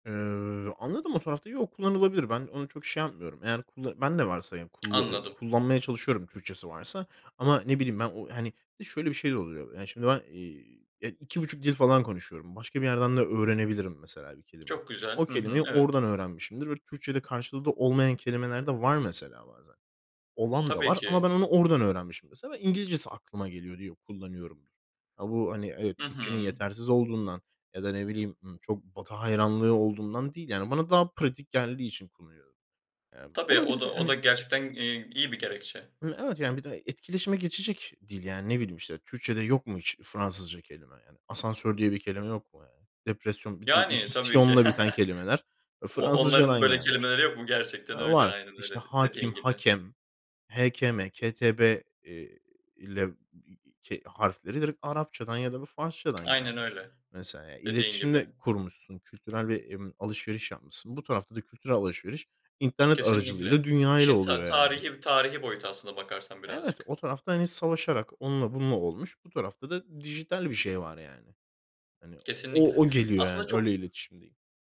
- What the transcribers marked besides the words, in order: other background noise; chuckle; unintelligible speech; other noise; tapping
- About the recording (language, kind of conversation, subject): Turkish, podcast, Diziler sence insanların gündelik konuşma dilini nasıl etkiliyor?